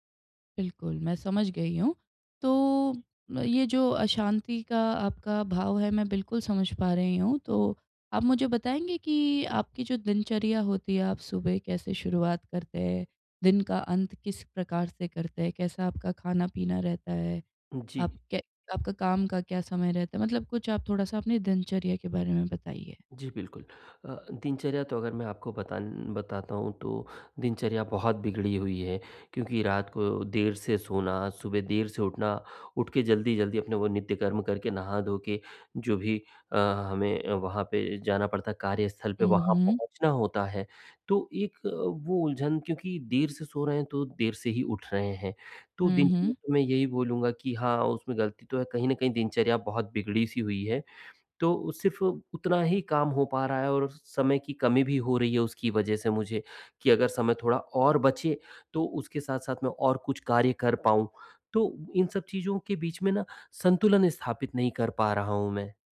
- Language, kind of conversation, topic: Hindi, advice, मैं मानसिक स्पष्टता और एकाग्रता फिर से कैसे हासिल करूँ?
- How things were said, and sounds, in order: tapping; other background noise